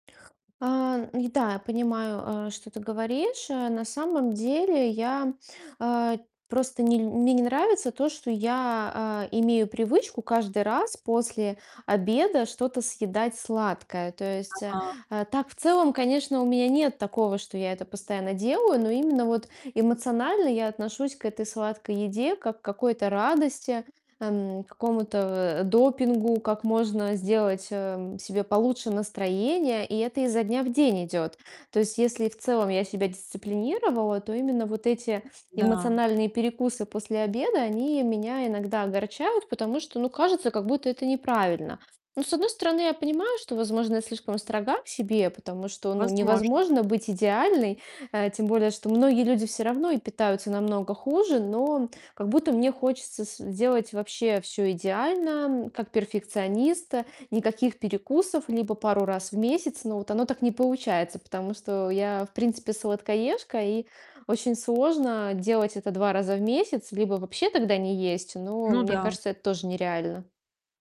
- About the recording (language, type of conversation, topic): Russian, advice, Как отличить эмоциональный голод от физического?
- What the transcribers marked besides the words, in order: distorted speech; static